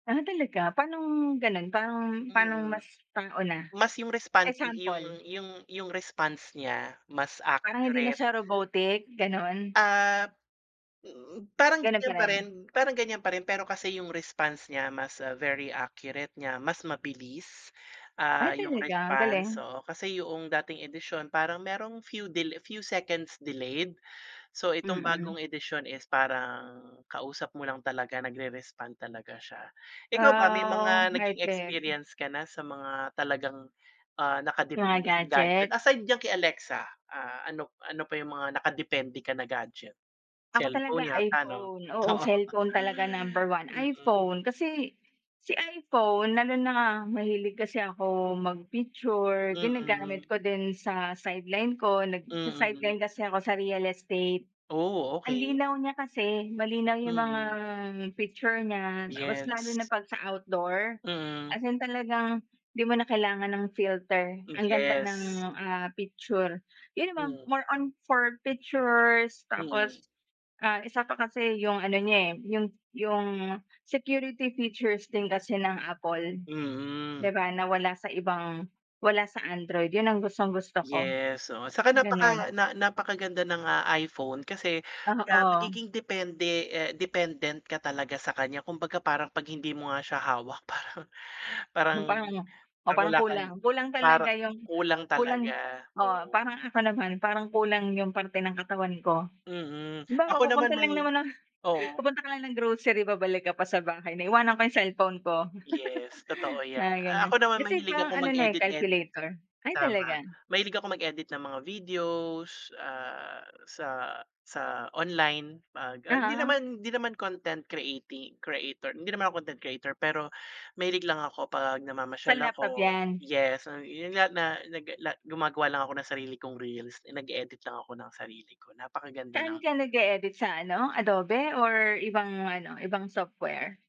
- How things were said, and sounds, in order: other background noise; chuckle
- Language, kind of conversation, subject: Filipino, unstructured, Ano ang paborito mong kagamitang elektroniko at bakit mo ito gusto?